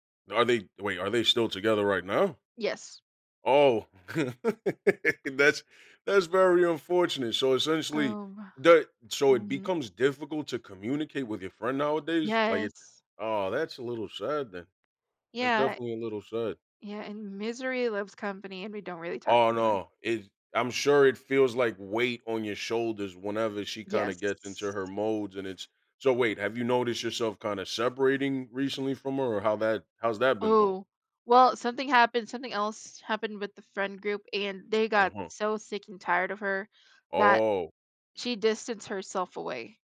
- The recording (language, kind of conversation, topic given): English, unstructured, How do I handle a friend's romantic choices that worry me?
- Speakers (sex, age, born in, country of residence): female, 20-24, Philippines, United States; male, 30-34, United States, United States
- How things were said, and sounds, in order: laugh; other background noise